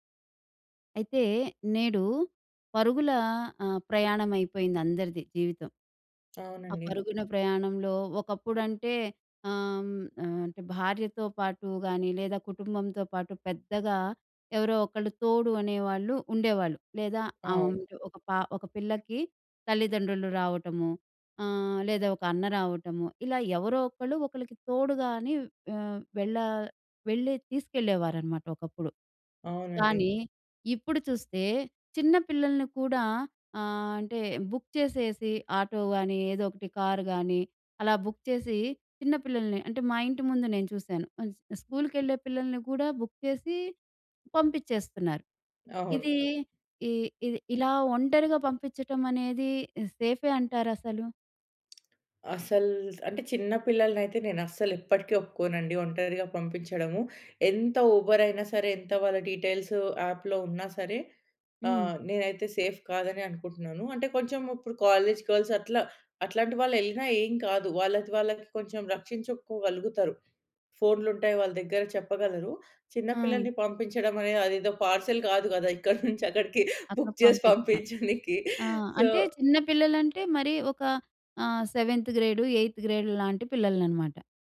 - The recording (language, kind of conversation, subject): Telugu, podcast, టాక్సీ లేదా ఆటో డ్రైవర్‌తో మీకు ఏమైనా సమస్య ఎదురయ్యిందా?
- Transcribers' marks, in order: in English: "బుక్"; in English: "బుక్"; in English: "బుక్"; in English: "సేఫే"; in English: "ఉబర్"; in English: "యాప్‌లో"; in English: "సేఫ్"; in English: "కాలేజ్ గర్ల్స్"; in English: "పర్సనల్"; laughing while speaking: "ఇక్కడి నుంచి అక్కడికి బుక్ చేసి పంపించనికి"; in English: "బుక్"; in English: "సో"; in English: "సెవెంత్ గ్రేడ్, ఎయిత్ గ్రేడ్"